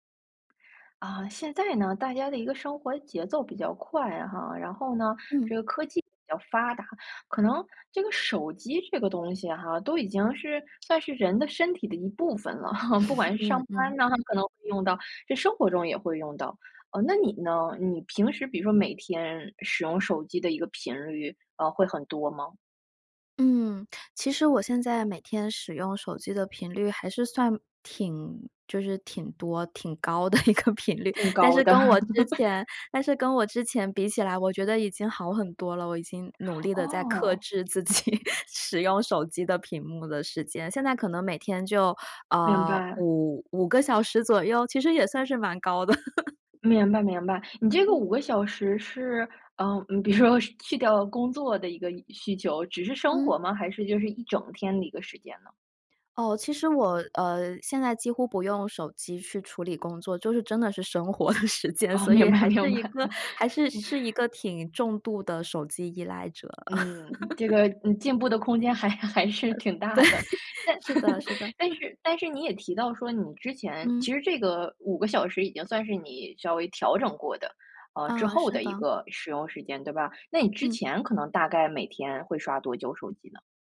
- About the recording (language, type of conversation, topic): Chinese, podcast, 你有什么办法戒掉手机瘾、少看屏幕？
- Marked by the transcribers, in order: chuckle; laugh; laughing while speaking: "挺高的一个频率"; laugh; laughing while speaking: "自己使用手机的屏幕的"; other background noise; laughing while speaking: "蛮高的"; laugh; tapping; joyful: "比如说"; laughing while speaking: "的时间"; laughing while speaking: "哦，明白 明白"; laugh; laugh; laughing while speaking: "还 还是挺大的。但 但是 但是"; laughing while speaking: "对"; chuckle